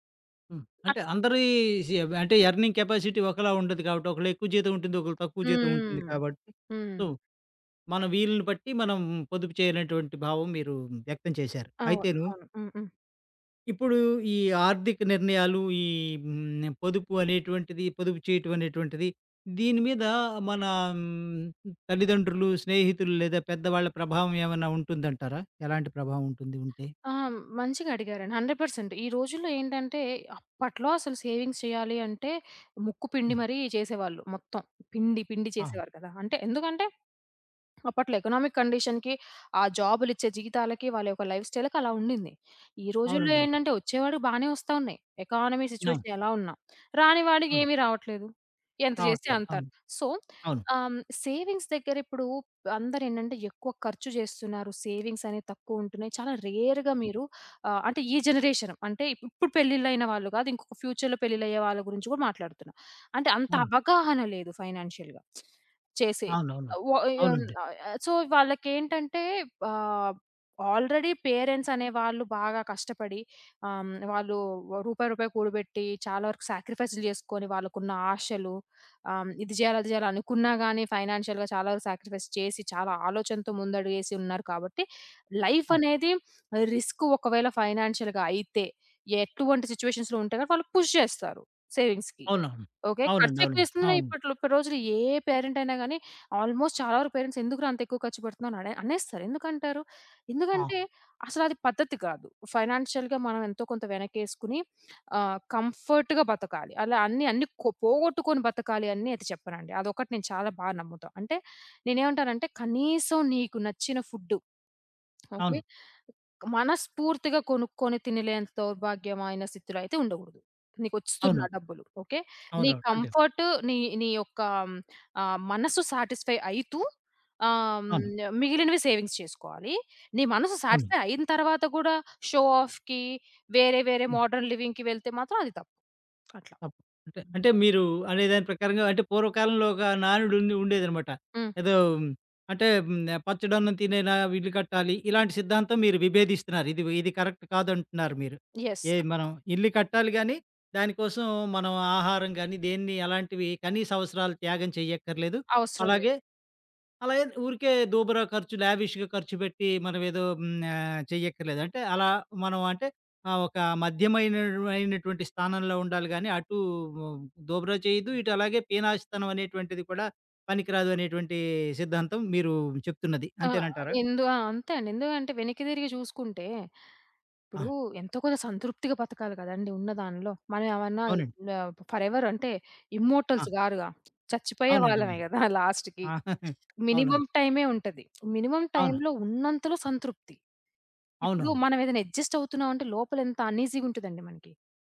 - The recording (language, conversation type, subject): Telugu, podcast, ఆర్థిక విషయాలు జంటలో ఎలా చర్చిస్తారు?
- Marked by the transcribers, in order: other background noise; in English: "ఎర్నింగ్ కెపాసిటీ"; in English: "సో"; in English: "హండ్రెడ్ పర్సెంట్"; in English: "సేవింగ్స్"; in English: "ఎకనామిక్ కండిషన్‌కి"; in English: "లైఫ్‌స్టైల్‌కి"; in English: "ఎకానమీ సిట్యుయేషన్"; in English: "సో"; in English: "సేవింగ్స్"; in English: "రేర్‌గా"; in English: "ఫ్యూచర్‌లో"; in English: "ఫైనాన్షియల్‌గా"; lip smack; in English: "సో"; in English: "ఆల్రెడీ"; in English: "సాక్రిఫైస్"; in English: "ఫైనాన్షియల్‌గా"; in English: "సాక్రిఫైస్"; in English: "ఫైనాన్షియల్‌గా"; in English: "సిట్యుయేషన్‌లో"; in English: "పుష్"; in English: "సేవింగ్స్‌కి"; in English: "ఆల్మోస్ట్"; in English: "పేరెంట్స్"; in English: "ఫైనాన్షియల్‌గా"; in English: "కంఫర్ట్‌గా"; in English: "సాటిస్ఫై"; in English: "సేవింగ్స్"; in English: "సాటిస్ఫై"; in English: "షో ఆఫ్‌కి"; in English: "మోడర్న్ లివింగ్‌కి"; in English: "కరెక్ట్"; in English: "యెస్"; in English: "లావిష్‌గా"; in English: "ఫరెవర్"; in English: "ఇమ్మోర్టల్స్"; in English: "లాస్ట్‌కి. మినిమమ్"; chuckle; in English: "మినిమమ్ టైమ్‌లో"; in English: "అడ్జస్ట్"; in English: "అన్‌ఈజీగా"